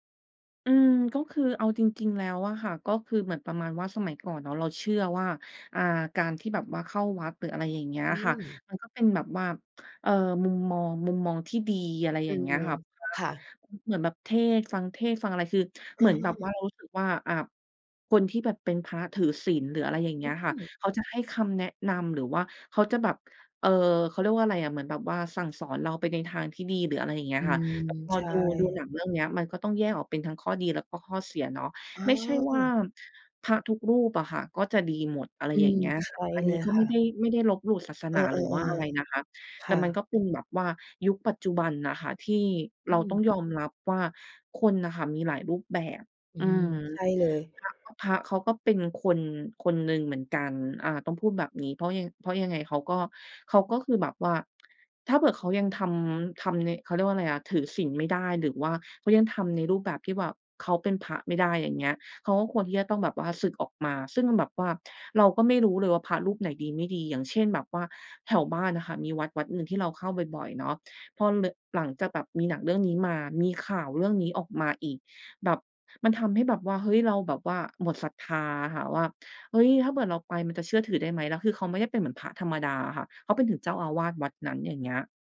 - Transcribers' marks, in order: none
- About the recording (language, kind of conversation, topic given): Thai, podcast, คุณช่วยเล่าให้ฟังหน่อยได้ไหมว่ามีหนังเรื่องไหนที่ทำให้มุมมองชีวิตของคุณเปลี่ยนไป?